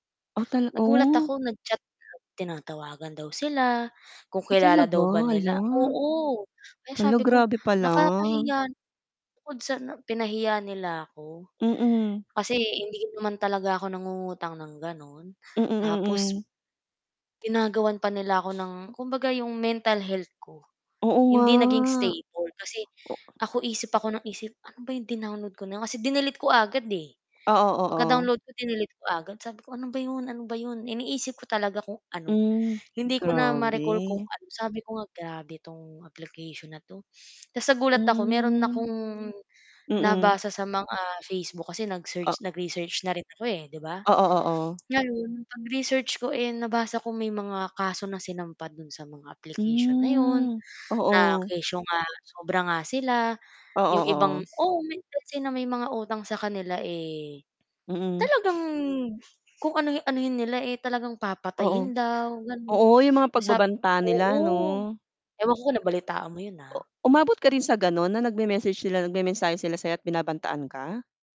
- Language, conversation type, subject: Filipino, unstructured, Paano mo nararamdaman ang pagkawala ng iyong pribadong impormasyon sa mundong digital?
- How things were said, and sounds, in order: static; other noise; distorted speech; tapping; tongue click; sniff; sniff